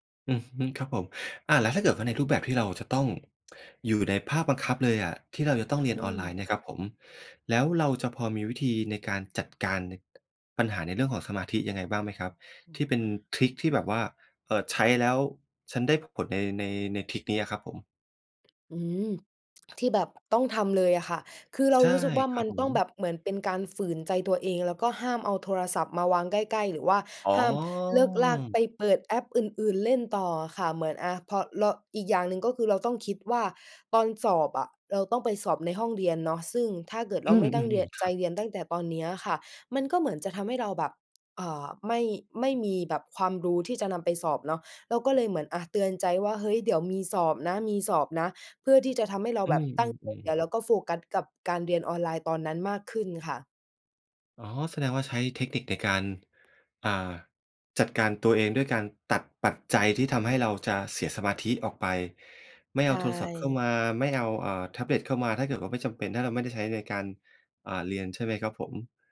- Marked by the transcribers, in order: other background noise
- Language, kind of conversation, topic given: Thai, podcast, เรียนออนไลน์กับเรียนในห้องเรียนต่างกันอย่างไรสำหรับคุณ?